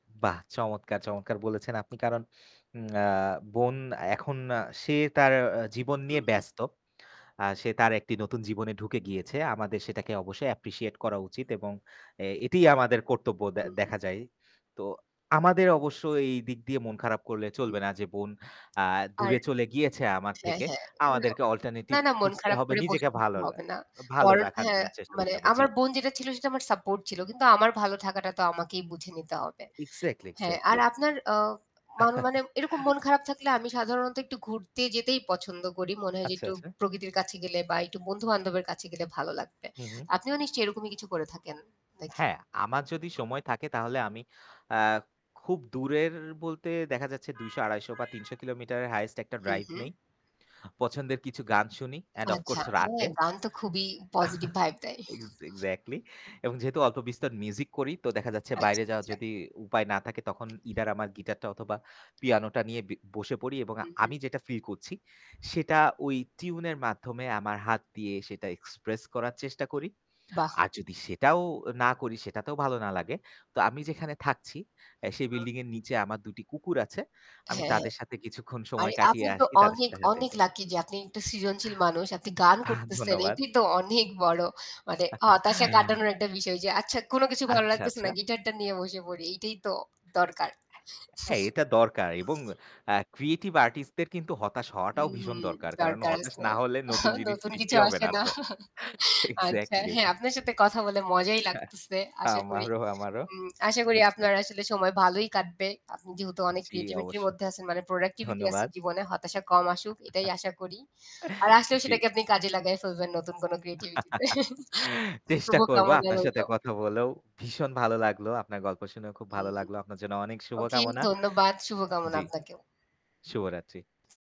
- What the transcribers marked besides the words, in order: distorted speech; static; in English: "অ্যাপ্রিশিয়েট"; other background noise; in English: "অল্টারনেটিভ"; chuckle; tapping; horn; in English: "হাইয়েস্ট"; in English: "অ্যান্ড অফ কোর্স"; chuckle; in English: "ইদার"; "করছি" said as "কচ্ছি"; in English: "এক্সপ্রেস"; chuckle; chuckle; chuckle; in English: "ক্রিয়েটিভ আর্টিস্ট"; chuckle; laughing while speaking: "এক্সাক্টলি"; chuckle; laughing while speaking: "আমারও, আমারও"; unintelligible speech; in English: "ক্রিয়েটিভিটি"; in English: "প্রোডাক্টিভিটি"; chuckle; laugh; in English: "ক্রিয়েটিভিটি"; chuckle
- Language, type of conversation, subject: Bengali, unstructured, আপনি কি জীবনে কখনো হতাশ হয়েছেন, আর তা কীভাবে সামলেছেন?